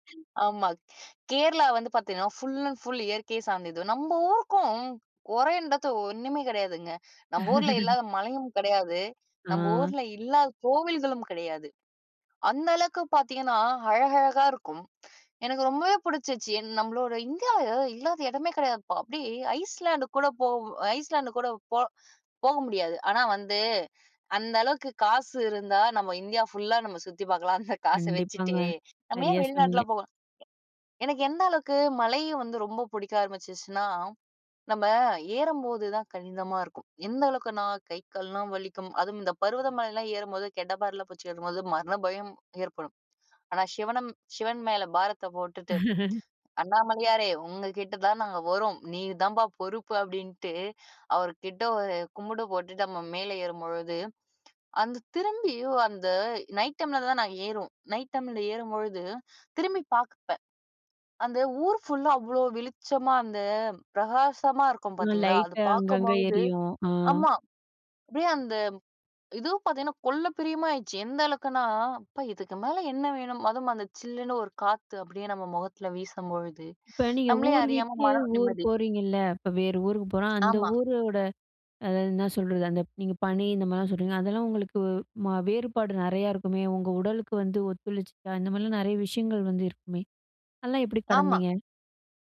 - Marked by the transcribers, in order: other background noise; sniff; in English: "ஃபுல் அண்ட் ஃபுல்"; chuckle; lip smack; teeth sucking; in English: "ஐஸ்லேண்ட்"; "கடினமா" said as "கனிதமா"; "கடப்பாறயபுடிச்சு" said as "கெடப்பாராலபுச்சு"; chuckle; lip smack; in English: "நைட் டைம்ல"; in English: "நைட் டைம்ல"; "பாப்பேன்" said as "பாக்ப்பேன்"; in English: "லைட்"; drawn out: "அ"
- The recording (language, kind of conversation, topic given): Tamil, podcast, உங்களுக்கு மலை பிடிக்குமா, கடல் பிடிக்குமா, ஏன்?